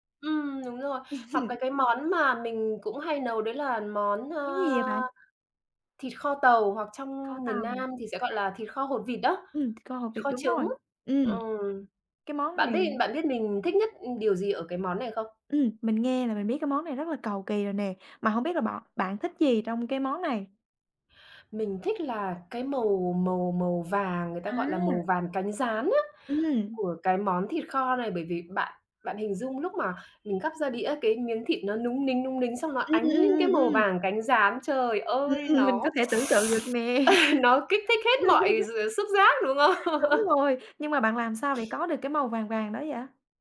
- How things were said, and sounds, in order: tapping; laughing while speaking: "Ừm, hừm"; other background noise; other noise; laugh; laughing while speaking: "nè"; laugh; laughing while speaking: "không?"; laugh
- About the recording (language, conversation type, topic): Vietnamese, podcast, Món ăn bạn tự nấu mà bạn thích nhất là món gì?